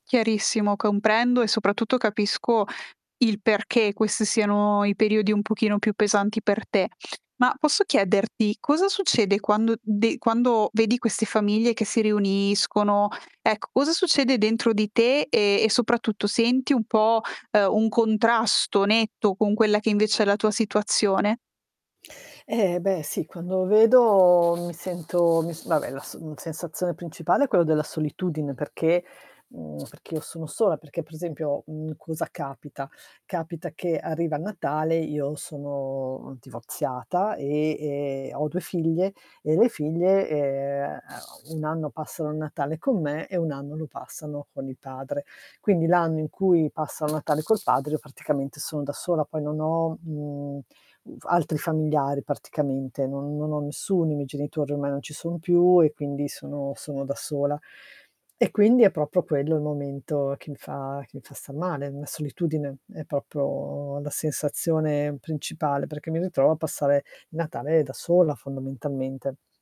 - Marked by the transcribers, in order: "questi" said as "quess"; tapping; other background noise; static; "proprio" said as "propo"; "proprio" said as "propo"
- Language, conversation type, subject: Italian, advice, Come vivi le ricorrenze e gli anniversari che riaprono ferite?
- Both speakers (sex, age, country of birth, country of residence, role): female, 25-29, Italy, Italy, advisor; female, 55-59, Italy, Italy, user